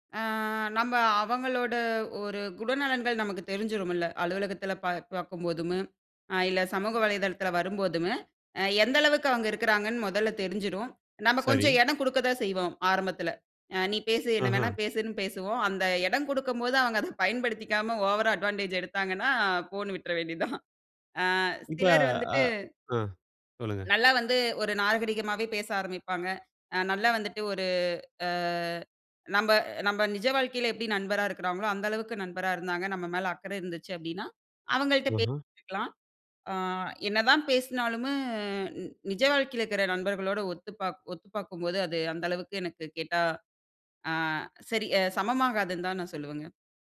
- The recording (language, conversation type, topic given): Tamil, podcast, நேசத்தை நேரில் காட்டுவது, இணையத்தில் காட்டுவதிலிருந்து எப்படி வேறுபடுகிறது?
- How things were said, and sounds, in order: "குணநலன்கள்" said as "குடநலன்கள்"; "பார்க்கும்போதும்" said as "பார்க்கும்போதும்மு"; "வரும்போதும்" said as "வரும்போதுமு"; laughing while speaking: "வேண்டியதான்"; unintelligible speech; "பேசினாலுமே" said as "பேசினாலுமு"; "இருக்கிற" said as "இக்கிற"